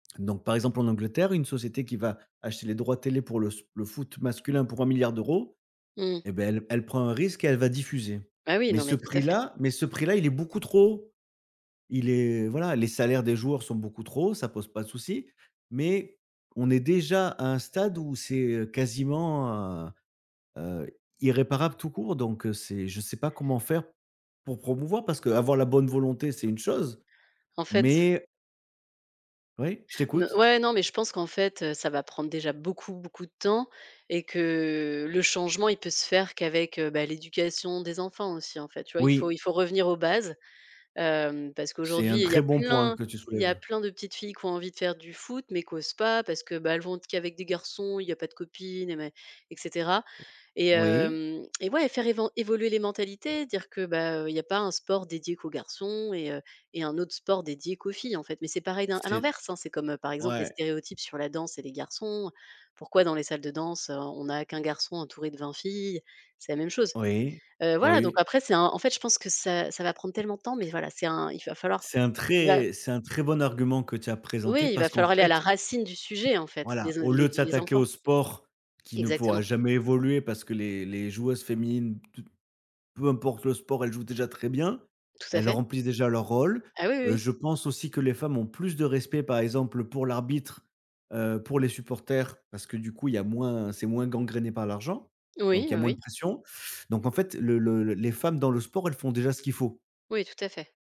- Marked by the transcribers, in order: tapping; stressed: "racine"; other background noise
- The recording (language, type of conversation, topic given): French, unstructured, Pourquoi le sport féminin est-il souvent moins respecté ?
- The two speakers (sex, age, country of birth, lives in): female, 35-39, France, Netherlands; male, 45-49, France, France